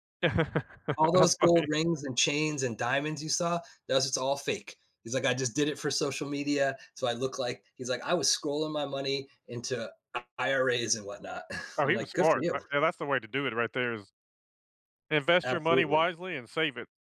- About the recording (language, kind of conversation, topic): English, unstructured, What habits or strategies help you stick to your savings goals?
- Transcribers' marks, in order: laugh; laughing while speaking: "That's funny"; other background noise; chuckle